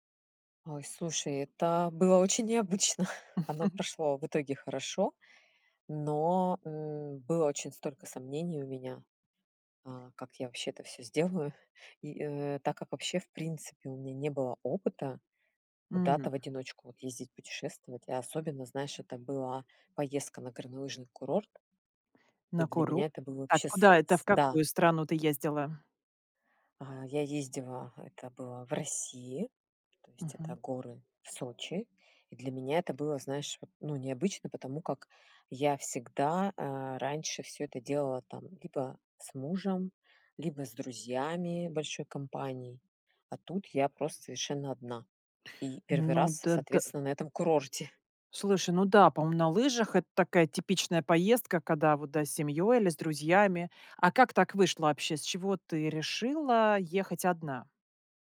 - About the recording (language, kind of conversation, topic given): Russian, podcast, Как прошло твоё первое самостоятельное путешествие?
- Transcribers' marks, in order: chuckle; other background noise